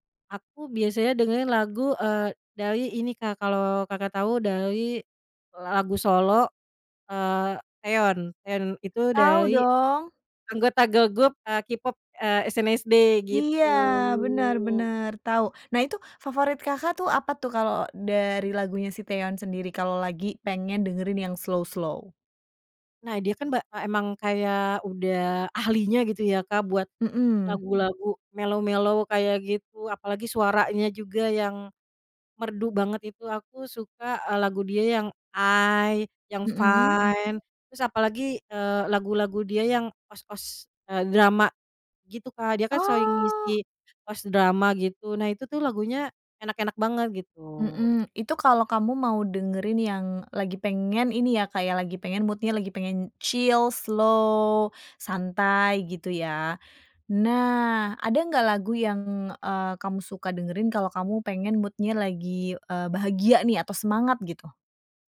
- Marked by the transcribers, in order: in English: "girl group"; in English: "slow-slow?"; in English: "mellow-mellow"; in English: "mood-nya"; in English: "chill, slow"; in English: "mood-nya"
- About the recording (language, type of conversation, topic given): Indonesian, podcast, Bagaimana perubahan suasana hatimu memengaruhi musik yang kamu dengarkan?